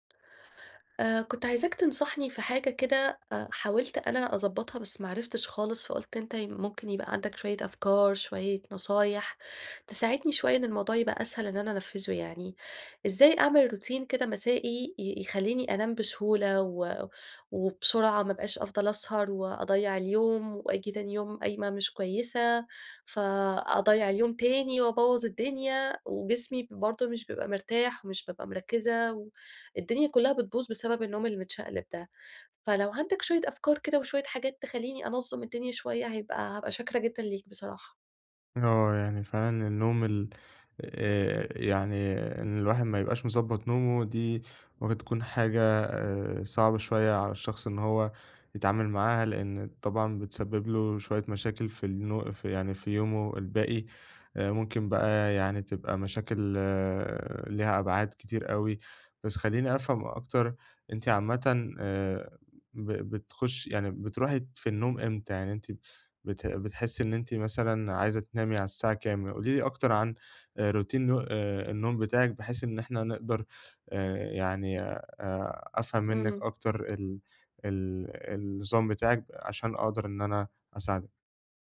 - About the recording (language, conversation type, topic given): Arabic, advice, إزاي أعمل روتين بليل ثابت ومريح يساعدني أنام بسهولة؟
- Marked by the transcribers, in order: in English: "روتين"; in English: "روتين"